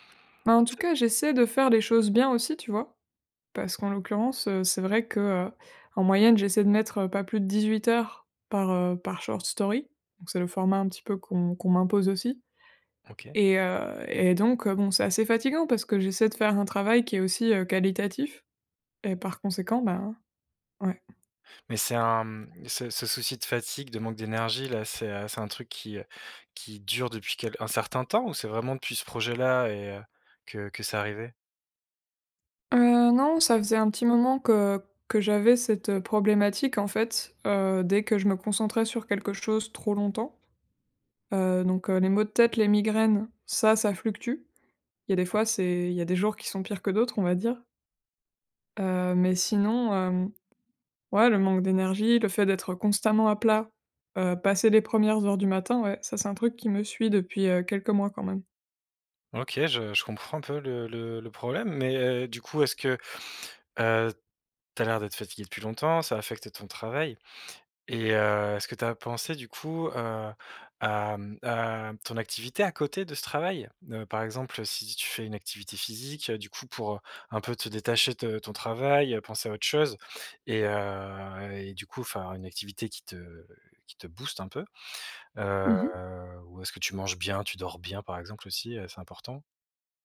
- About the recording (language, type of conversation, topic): French, advice, Comment la fatigue et le manque d’énergie sabotent-ils votre élan créatif régulier ?
- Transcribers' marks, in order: in English: "short story"; other background noise; drawn out: "heu"; drawn out: "Heu"